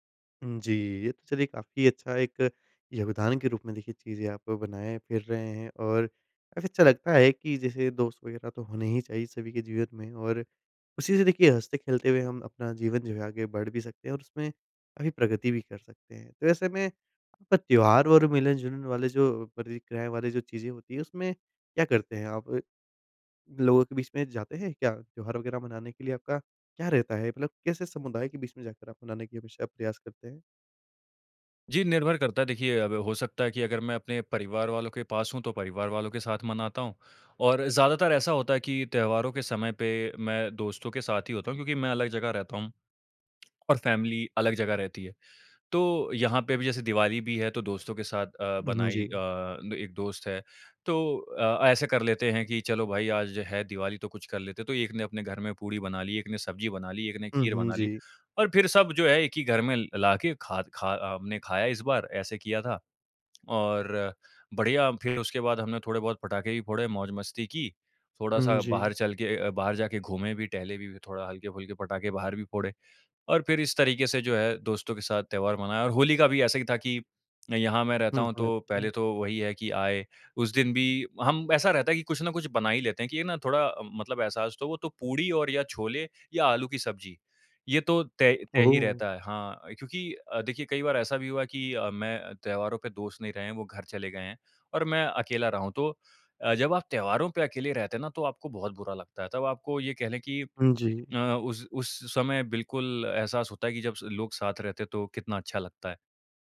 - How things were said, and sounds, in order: lip smack; in English: "फ़ैमिली"
- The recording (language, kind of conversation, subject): Hindi, podcast, तुम रोज़ प्रेरित कैसे रहते हो?